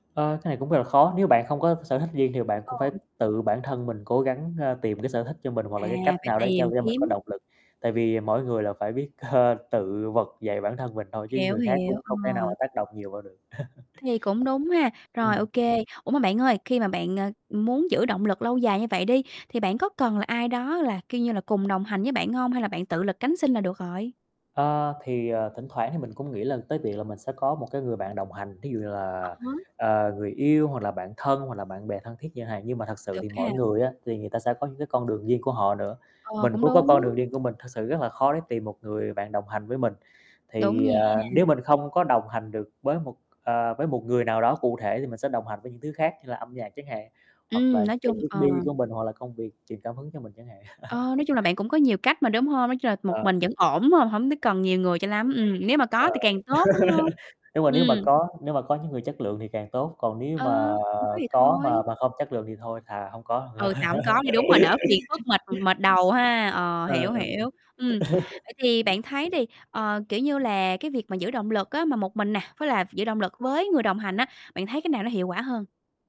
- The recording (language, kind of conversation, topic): Vietnamese, podcast, Làm sao để giữ động lực học tập lâu dài một cách thực tế?
- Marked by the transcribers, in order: static; distorted speech; other background noise; tapping; laughing while speaking: "ờ"; chuckle; chuckle; laugh; laugh; tsk; chuckle; other noise